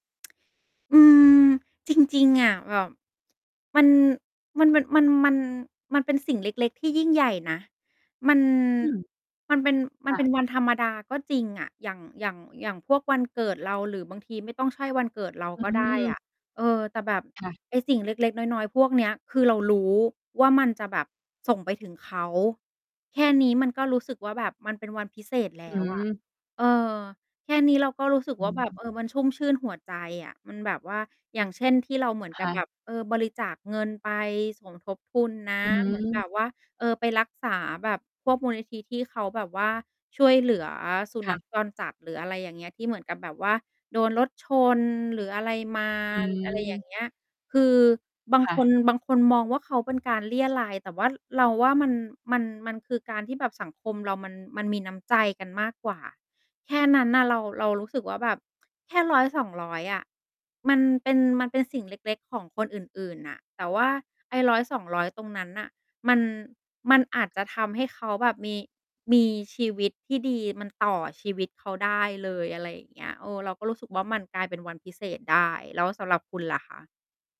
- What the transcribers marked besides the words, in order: tsk; static; tapping; other background noise; distorted speech
- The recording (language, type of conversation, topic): Thai, unstructured, คุณเคยมีช่วงเวลาที่ทำให้หัวใจฟูไหม?